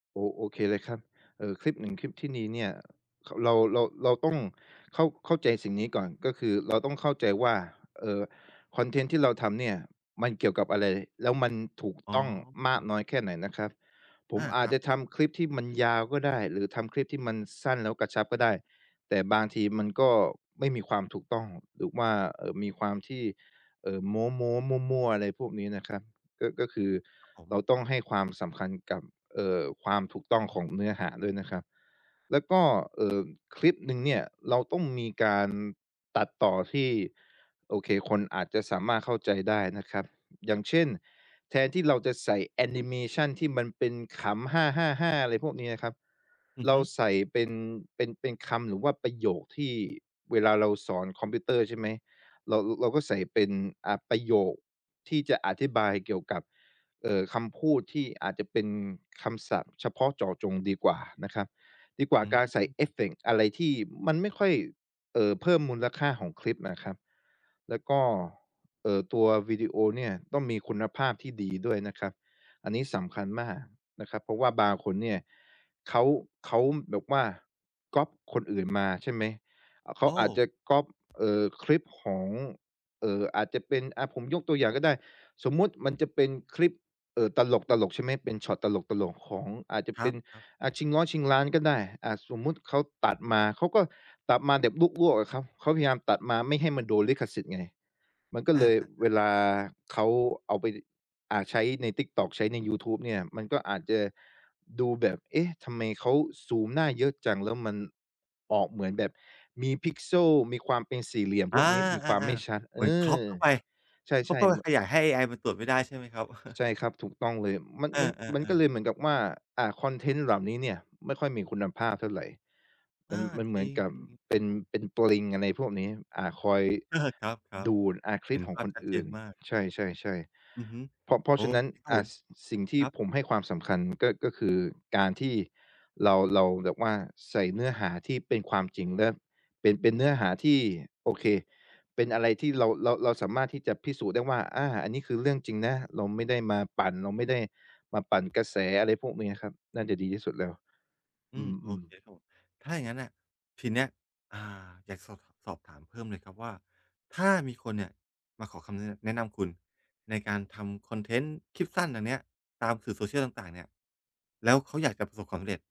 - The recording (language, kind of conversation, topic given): Thai, podcast, ทำไมคอนเทนต์สั้นในโซเชียลถึงฮิตจัง?
- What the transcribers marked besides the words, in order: in English: "Crop"; chuckle